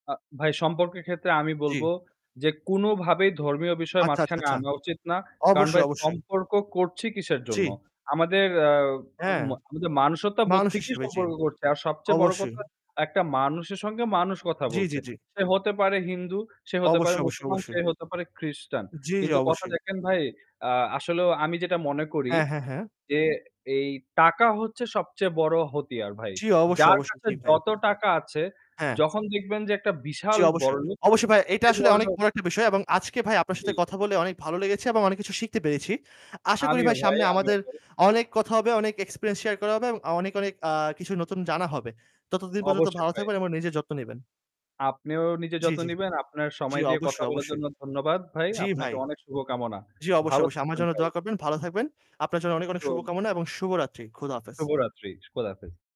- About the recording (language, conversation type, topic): Bengali, unstructured, আপনার কী মনে হয়, ধর্মীয় উৎসবগুলো কি সবাই মিলে পালন করা উচিত?
- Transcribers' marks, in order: "মনুষ্যত্ববোধ" said as "মানুষতাবোধ"; distorted speech; other background noise; "হাতিয়ার" said as "হতিয়ার"; static; tapping; unintelligible speech